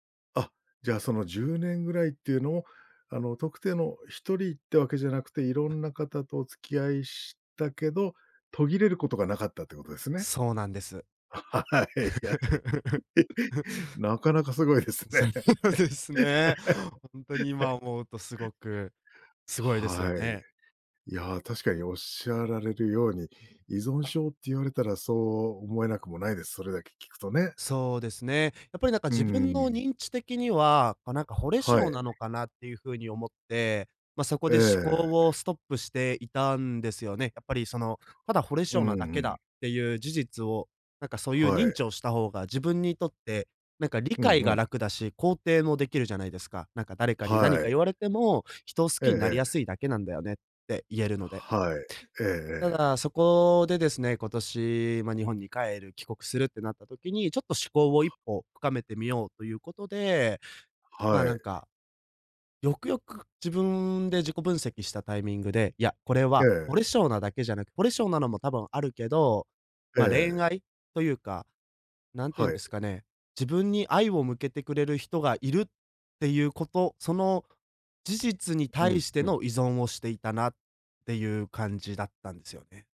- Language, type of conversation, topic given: Japanese, podcast, 変わろうと思ったきっかけは何でしたか？
- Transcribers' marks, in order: laugh; laughing while speaking: "はい はい。なかなかすごいですね"; laugh; laughing while speaking: "そうですね"; laugh; other background noise; tapping